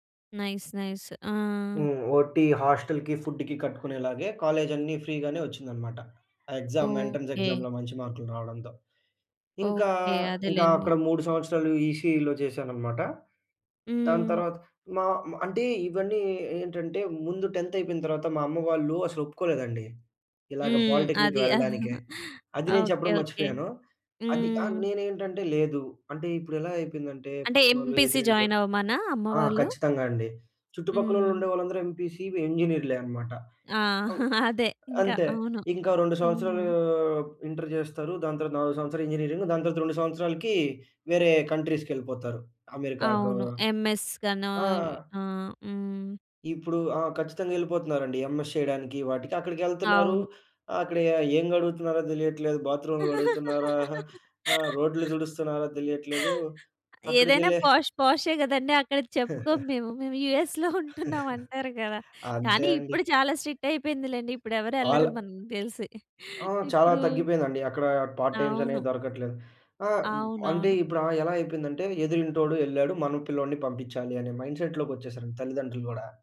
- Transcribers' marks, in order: in English: "నైస్ నైస్"; in English: "హాస్టల్‌కి"; in English: "ఫ్రీగానే"; in English: "ఎగ్జామ్ ఎంట్రన్స్ ఎగ్జామ్‌లో"; in English: "ఈసీఈలో"; in English: "టెన్త్"; in English: "పాలిటెక్నిక్‌కి"; chuckle; in English: "ఎంపీసీ"; in English: "ఎంపీసీ"; chuckle; laughing while speaking: "అదే ఇంక. అవును"; in English: "ఇంజినీరింగ్"; in English: "ఎంఎస్‌కనో"; in English: "ఎంఎస్"; laugh; laughing while speaking: "ఏదైనా పోష్ పోషే గదండీ. అక్కడ … మనకి తెలిసి. ఇప్పుడూ"; in English: "పోష్ పోషే"; laughing while speaking: "కడుగుతున్నారా?"; giggle
- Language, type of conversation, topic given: Telugu, podcast, మీరు తీసుకున్న ఒక నిర్ణయం మీ జీవితాన్ని ఎలా మలచిందో చెప్పగలరా?